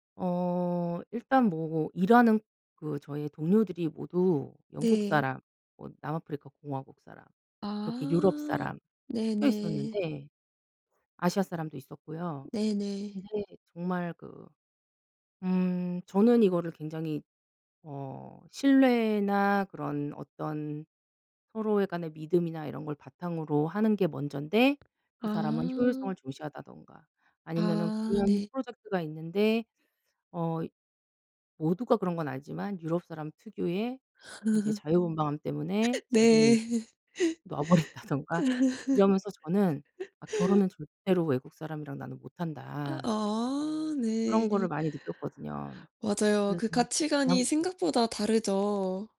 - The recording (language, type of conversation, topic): Korean, unstructured, 당신이 인생에서 가장 중요하게 생각하는 가치는 무엇인가요?
- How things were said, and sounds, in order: tapping; laugh; laughing while speaking: "버린다든가"; laugh; other background noise